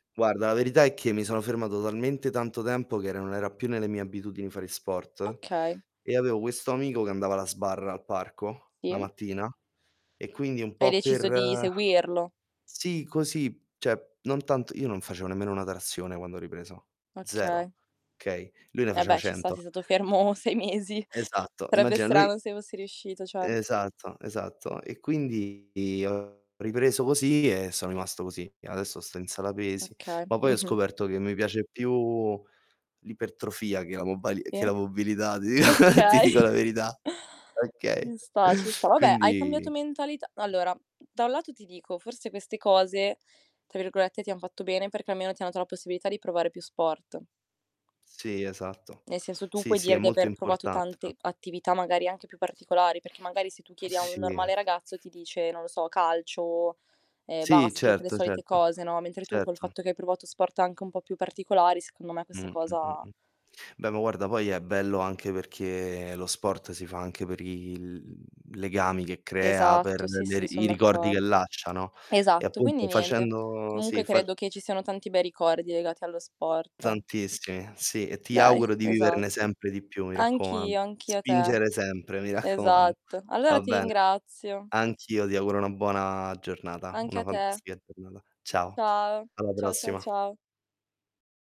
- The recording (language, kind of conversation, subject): Italian, unstructured, Qual è stato il tuo ricordo più bello legato allo sport?
- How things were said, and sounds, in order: static; tapping; laughing while speaking: "fermo sei mesi"; other background noise; distorted speech; laughing while speaking: "Okay"; laughing while speaking: "mobilità"; chuckle; "dato" said as "ato"; mechanical hum; drawn out: "Sì"; laughing while speaking: "raccoman"